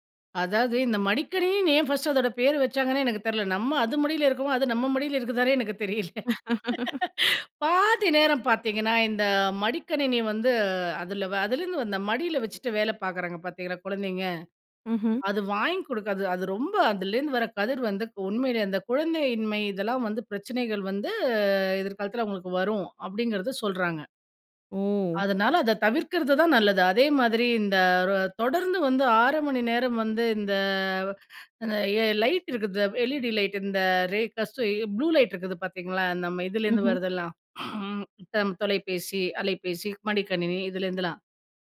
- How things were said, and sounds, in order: laugh; inhale; "இருக்குதுல்ல" said as "இருக்குத"; in English: "எல்இடி லைட்"; in English: "ரே கஸ்ட ப்ளூ லைட்"; throat clearing
- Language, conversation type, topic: Tamil, podcast, குழந்தைகளின் திரை நேரத்தை எப்படிக் கட்டுப்படுத்தலாம்?